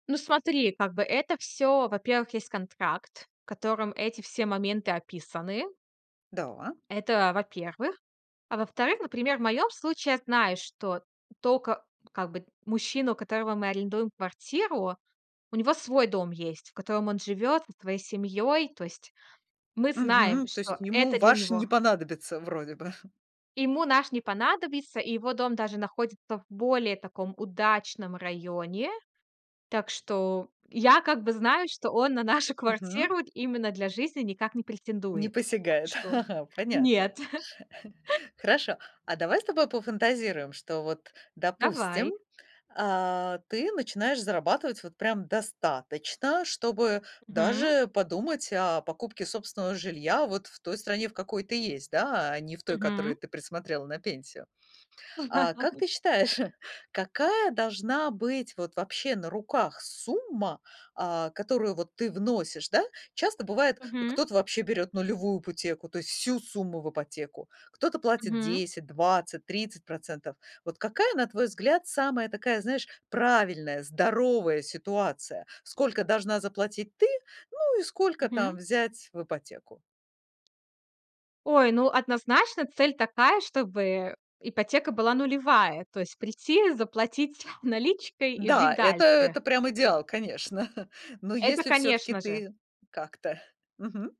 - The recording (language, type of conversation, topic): Russian, podcast, Как просто и понятно оценить риски при покупке дома в ипотеку?
- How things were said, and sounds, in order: tapping; chuckle; chuckle; laugh; chuckle; laugh; chuckle